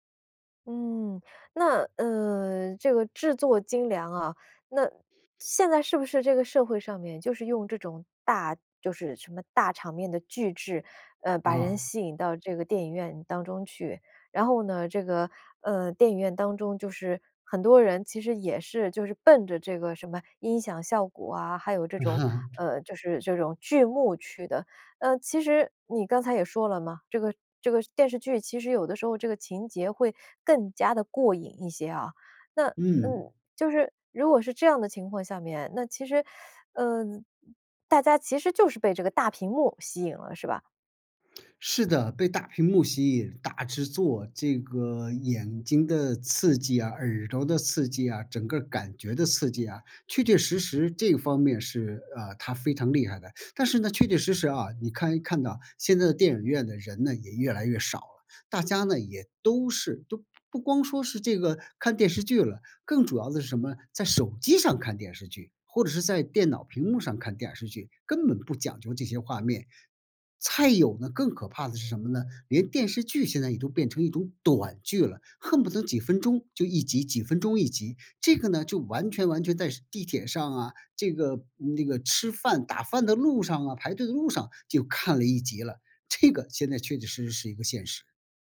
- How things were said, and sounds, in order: chuckle; teeth sucking; other background noise; "再" said as "菜"; stressed: "短剧"
- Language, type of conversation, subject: Chinese, podcast, 你觉得追剧和看电影哪个更上瘾？